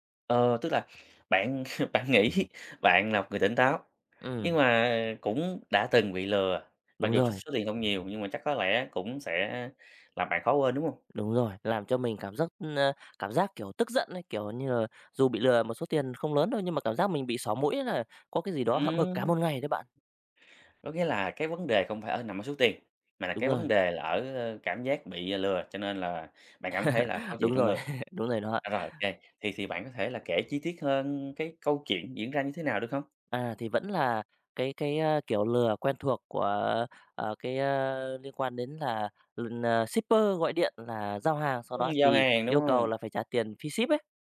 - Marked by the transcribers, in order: laugh; laughing while speaking: "bạn nghĩ"; tapping; laugh; in English: "shipper"
- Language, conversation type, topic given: Vietnamese, podcast, Bạn đã từng bị lừa đảo trên mạng chưa, bạn có thể kể lại câu chuyện của mình không?